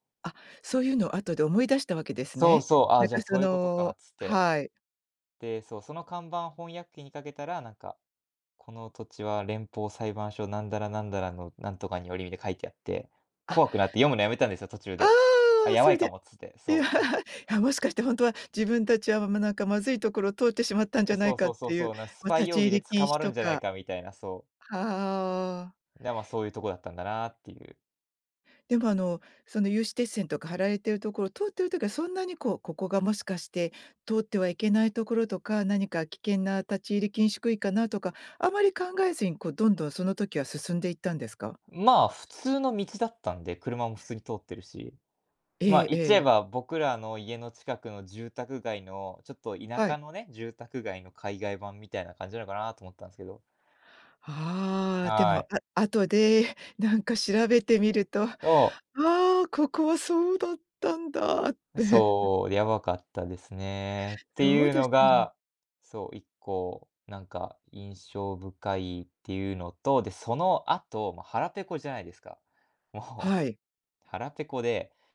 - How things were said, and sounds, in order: laughing while speaking: "いや"; chuckle
- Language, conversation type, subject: Japanese, podcast, 道に迷って大変だった経験はありますか？